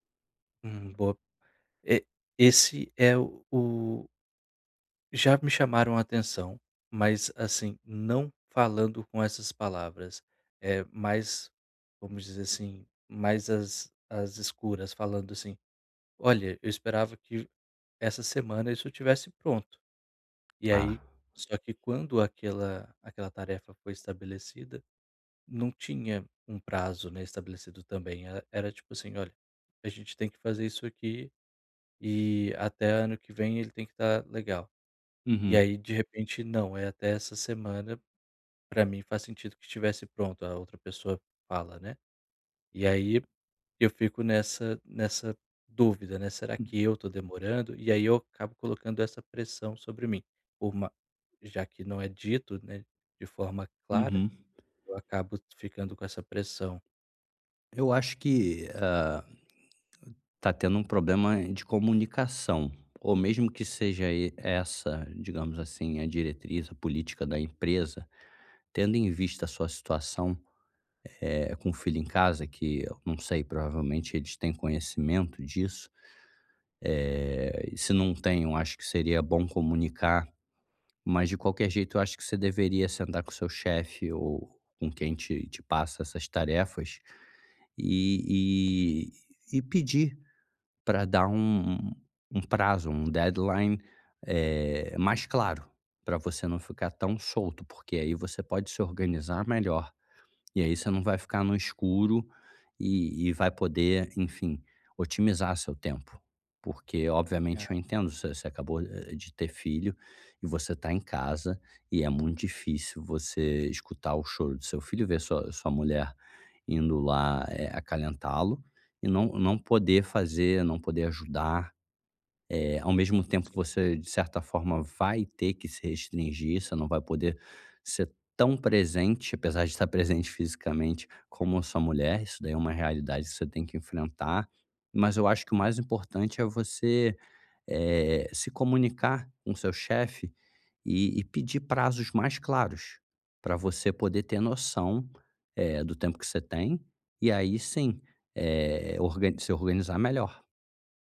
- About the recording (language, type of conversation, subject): Portuguese, advice, Como posso equilibrar melhor minhas responsabilidades e meu tempo livre?
- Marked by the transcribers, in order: tapping; other background noise; in English: "deadline"